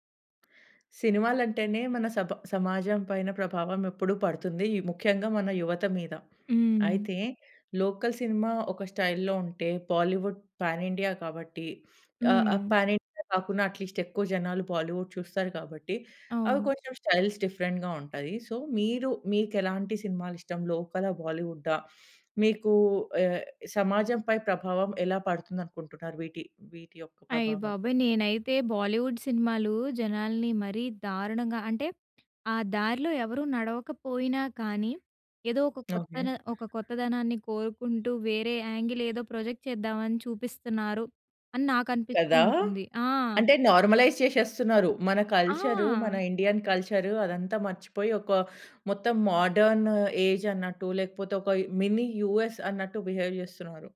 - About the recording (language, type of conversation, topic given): Telugu, podcast, స్థానిక సినిమా మరియు బోలీవుడ్ సినిమాల వల్ల సమాజంపై పడుతున్న ప్రభావం ఎలా మారుతోందని మీకు అనిపిస్తుంది?
- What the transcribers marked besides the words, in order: in English: "లోకల్ సినిమా"; in English: "స్టైల్‌లో"; in English: "బాలీవుడ్ పాన్ ఇండియా"; sniff; in English: "పాన్ ఇండియా"; in English: "అట్లీస్ట్"; in English: "బాలీవుడ్"; in English: "స్టైల్స్ డిఫరెంట్‌గా"; in English: "సో"; in English: "బాలీవుడ్"; tapping; in English: "యాంగిల్"; in English: "ప్రాజెక్ట్"; in English: "నార్మలైజ్"; in English: "కల్చర్"; in English: "ఇండియన్ కల్చర్"; in English: "మాడర్న్ ఏజ్"; in English: "మిని యూఎస్"; in English: "బిహేవ్"